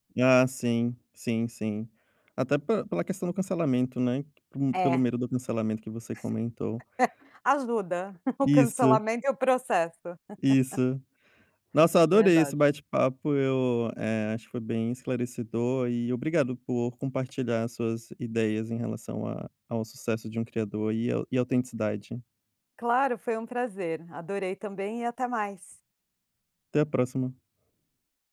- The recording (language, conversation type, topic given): Portuguese, podcast, Como a autenticidade influencia o sucesso de um criador de conteúdo?
- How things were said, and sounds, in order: tapping; other background noise; laugh; laugh